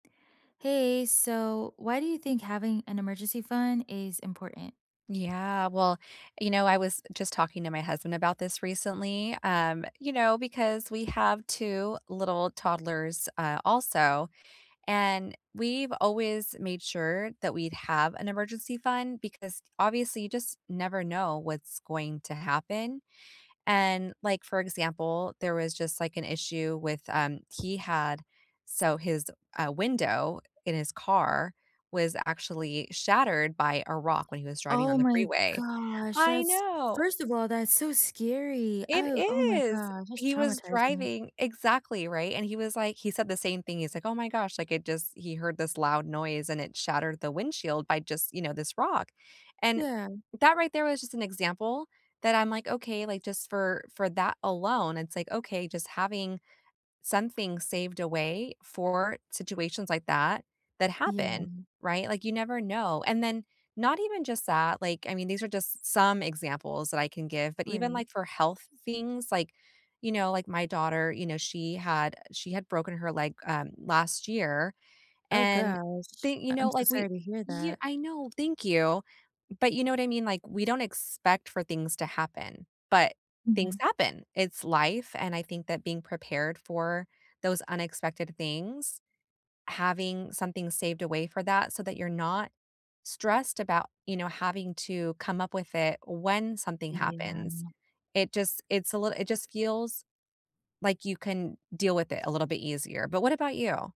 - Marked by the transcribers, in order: other background noise; drawn out: "gosh"
- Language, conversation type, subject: English, unstructured, Why is having an emergency fund important?
- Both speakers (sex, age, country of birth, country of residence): female, 35-39, United States, United States; female, 40-44, United States, United States